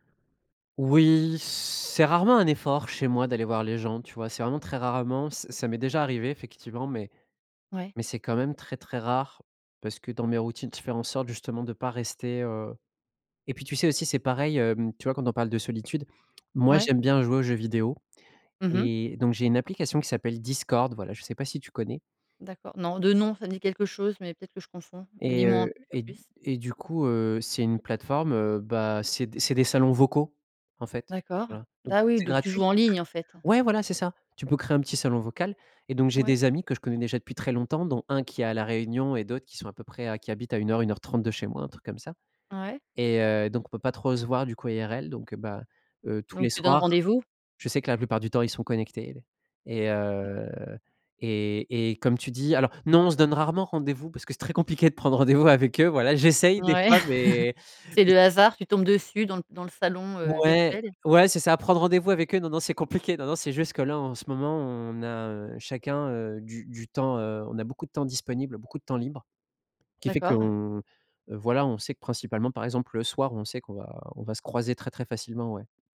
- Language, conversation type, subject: French, podcast, Comment fais-tu pour briser l’isolement quand tu te sens seul·e ?
- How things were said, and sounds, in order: in English: "IRL"; chuckle